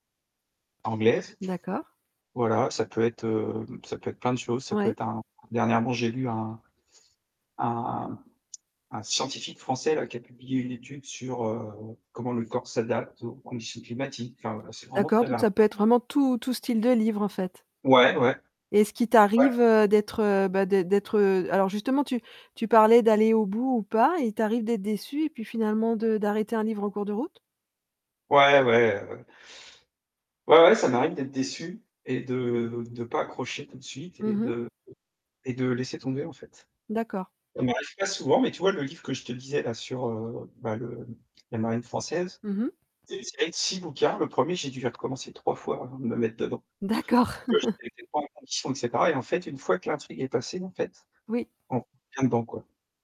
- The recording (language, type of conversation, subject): French, podcast, Qu’est-ce qui fait, selon toi, qu’un bon livre est du temps bien dépensé ?
- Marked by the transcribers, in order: tapping; distorted speech; tongue click; other background noise; mechanical hum; laughing while speaking: "D'accord"; chuckle